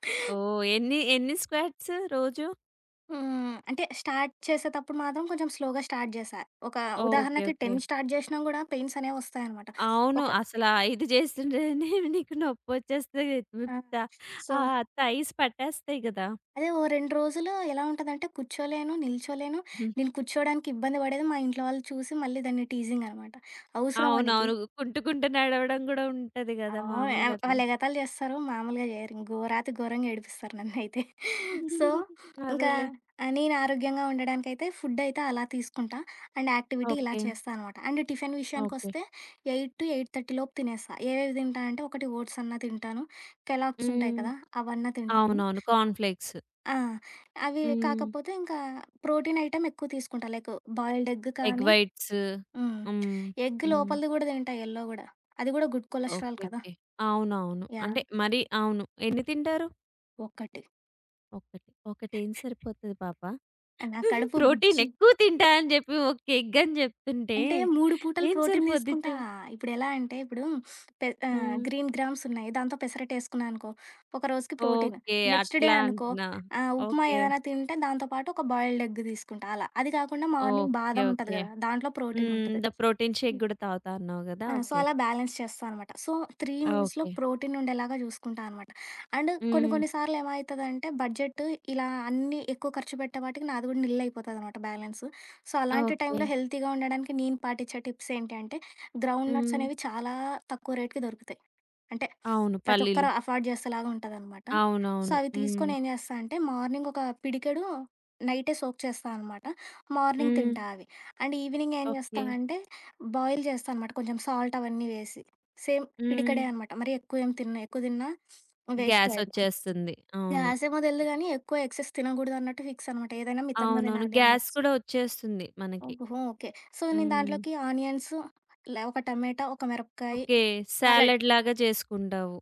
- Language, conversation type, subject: Telugu, podcast, ఆరోగ్యవంతమైన ఆహారాన్ని తక్కువ సమయంలో తయారుచేయడానికి మీ చిట్కాలు ఏమిటి?
- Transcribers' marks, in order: in English: "స్క్వాట్స్"; in English: "స్టార్ట్"; in English: "స్లోగా స్టార్ట్"; in English: "టెన్ స్టార్ట్"; in English: "సో"; in English: "తైస్"; laughing while speaking: "నన్నైతే"; chuckle; in English: "సో"; in English: "అండ్ యాక్టివిటీ"; in English: "అండ్ టిఫిన్"; in English: "ఎయిట్ టూ ఎయిట్ థర్టీ"; in English: "కార్న్ ఫ్లేక్స్"; other background noise; in English: "ప్రోటీన్ ఐటెమ్"; in English: "లైక్ బాయిల్డ్ ఎగ్"; in English: "ఎగ్ వైట్స్"; in English: "ఎగ్"; in English: "గుడ్ కొలస్రాల్"; chuckle; in English: "ఎగ్"; in English: "ప్రోటీన్"; in English: "గ్రీన్ గ్రామ్స్"; in English: "నెక్స్‌డే"; in English: "బాయిల్డ్ ఎగ్"; in English: "మార్నింగ్"; in English: "ప్రోటీన్ షేక్"; in English: "సో"; in English: "బ్యాలెన్స్"; in English: "సో త్రీ మీల్స్‌లో ప్రోటీన్"; in English: "అండ్"; in English: "బడ్జెట్"; in English: "నిల్"; in English: "సో"; in English: "హెల్తీగా"; in English: "టిప్స్"; in English: "గ్రౌండ్ నట్స్"; in English: "రేట్‌కి"; in English: "ఎఫార్డ్"; in English: "సో"; in English: "మార్నింగ్"; in English: "సోక్"; in English: "మార్నింగ్"; in English: "అండ్ ఈవినింగ్"; in English: "బాయిల్"; in English: "సాల్ట్"; in English: "సేమ్"; sniff; in English: "గ్యాస్"; in English: "ఎక్సైస్"; tapping; in English: "గ్యాస్"; in English: "సో"; in English: "సాలడ్‌లాగా"; in English: "సలాడ్"